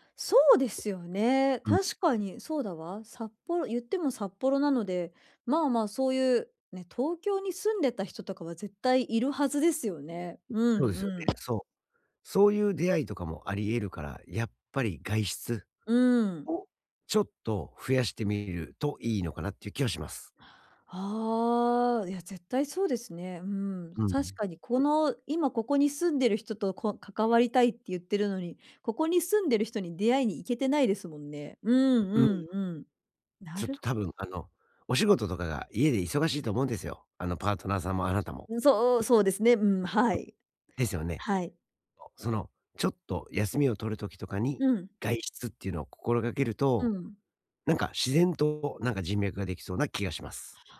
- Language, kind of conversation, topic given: Japanese, advice, 新しい場所でどうすれば自分の居場所を作れますか？
- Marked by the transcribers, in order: joyful: "そうですよね。確かに、そうだわ"; other background noise